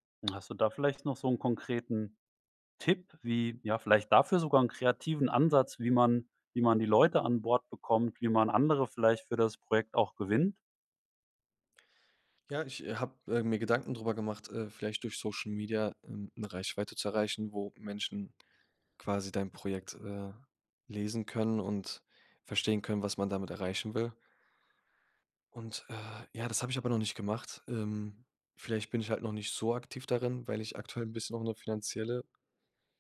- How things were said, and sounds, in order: none
- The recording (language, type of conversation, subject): German, podcast, Was inspiriert dich beim kreativen Arbeiten?